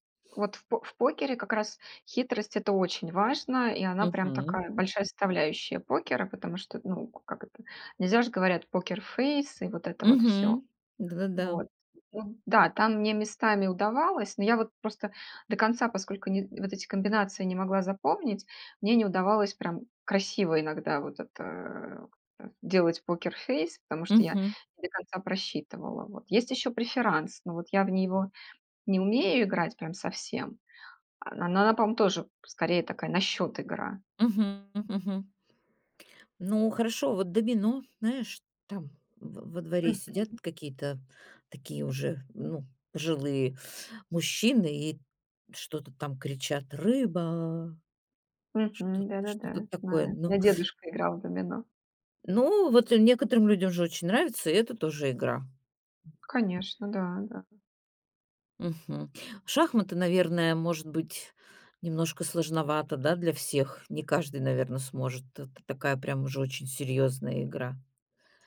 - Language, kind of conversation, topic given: Russian, podcast, Почему тебя притягивают настольные игры?
- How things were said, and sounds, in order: other background noise